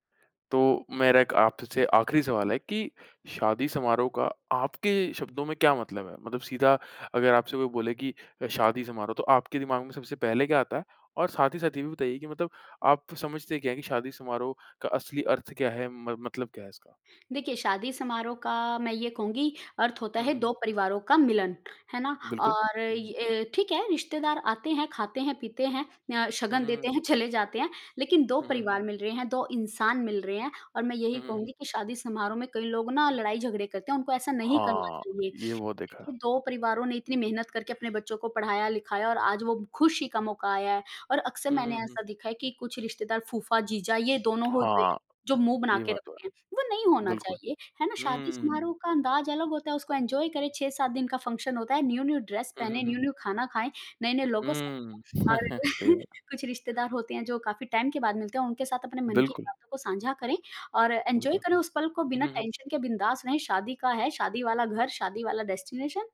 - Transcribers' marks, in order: tapping; in English: "एन्जॉय"; in English: "न्यू-न्यू ड्रेस"; in English: "न्यू-न्यू"; chuckle; in English: "टाइम"; in English: "एन्जॉय"; in English: "टेंशन"; in English: "डेस्टिनेशन"
- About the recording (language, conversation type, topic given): Hindi, podcast, शादी में आम तौर पर आपका पहनावा और स्टाइल कैसा होता है?